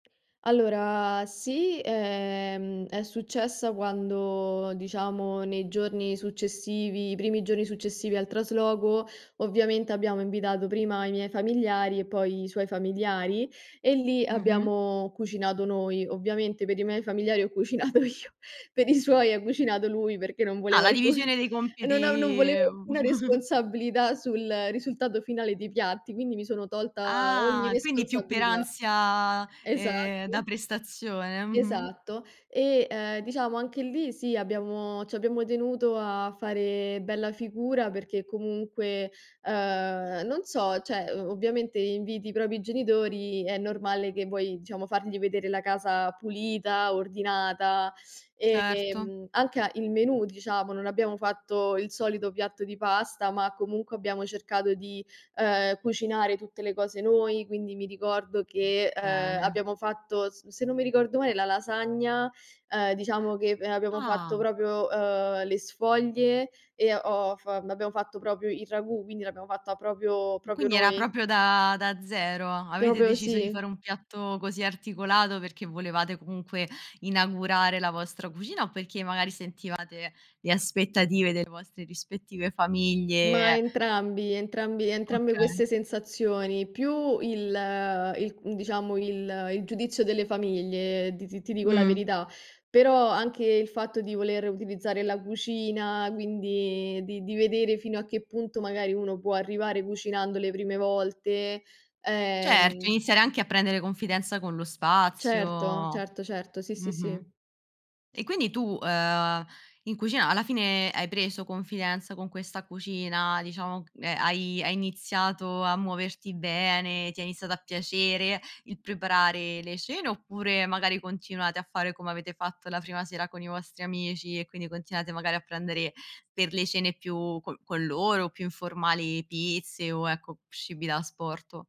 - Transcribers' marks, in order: laughing while speaking: "cucinato io"; laughing while speaking: "alcuna"; chuckle; other background noise; tapping
- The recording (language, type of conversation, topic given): Italian, podcast, Come hai organizzato una cena per fare bella figura con i tuoi ospiti?